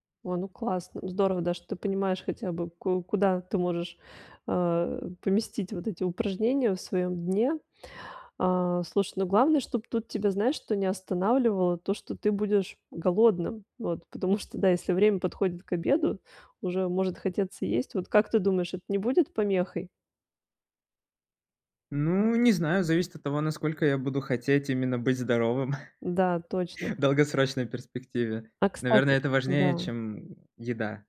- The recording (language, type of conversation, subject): Russian, advice, Как выработать долгосрочную привычку регулярно заниматься физическими упражнениями?
- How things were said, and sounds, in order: chuckle